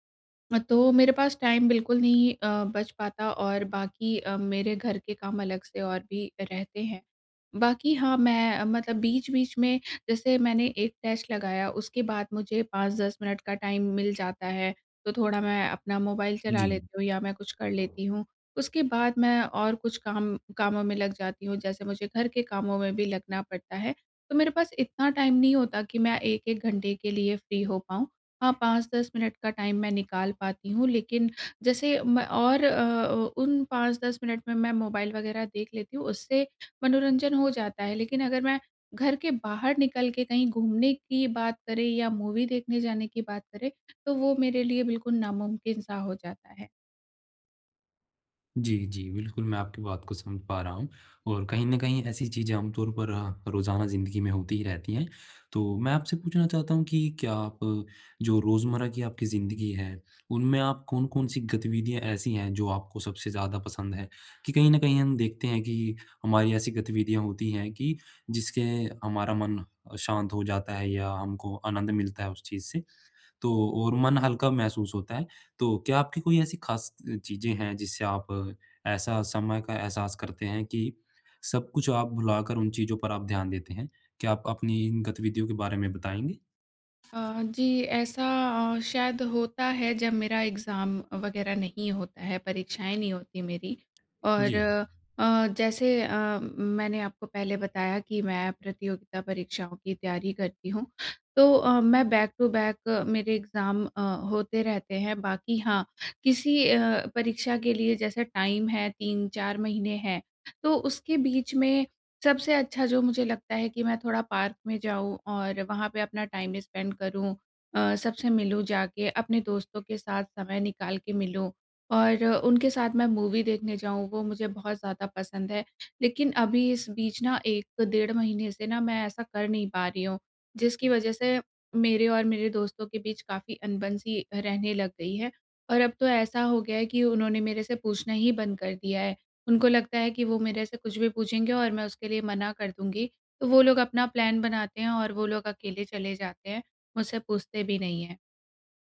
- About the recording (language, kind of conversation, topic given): Hindi, advice, मैं अपनी रोज़मर्रा की ज़िंदगी में मनोरंजन के लिए समय कैसे निकालूँ?
- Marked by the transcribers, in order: in English: "टाइम"; in English: "टेस्ट"; in English: "टाइम"; tapping; in English: "टाइम"; in English: "फ़्री"; in English: "टाइम"; other background noise; in English: "एग्ज़ाम"; in English: "बैक टू बैक"; in English: "एग्ज़ाम"; in English: "टाइम"; in English: "टाइम स्पेंड"; in English: "मूवी"; in English: "प्लान"